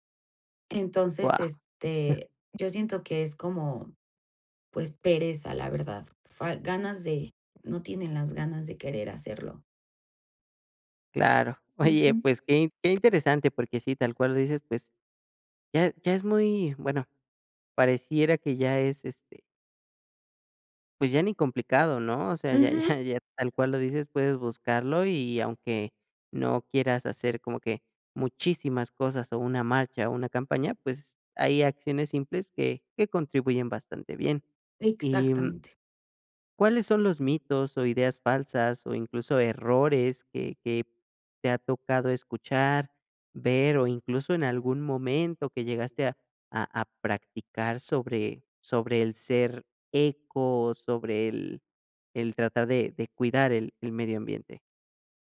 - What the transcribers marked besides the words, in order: chuckle
- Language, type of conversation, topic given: Spanish, podcast, ¿Cómo reducirías tu huella ecológica sin complicarte la vida?